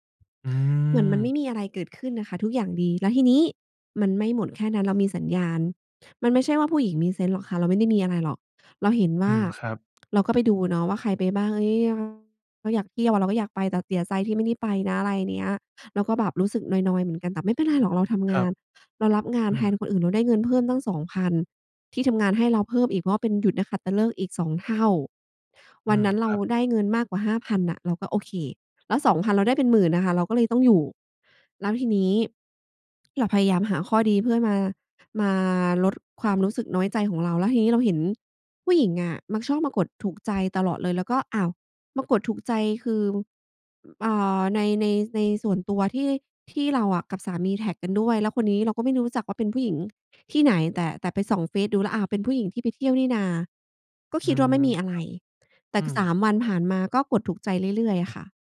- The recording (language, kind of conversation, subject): Thai, advice, ฉันสงสัยว่าแฟนกำลังนอกใจฉันอยู่หรือเปล่า?
- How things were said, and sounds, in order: other background noise; other noise; "เสียใจ" said as "เตี๋ยไซ"; tapping; lip smack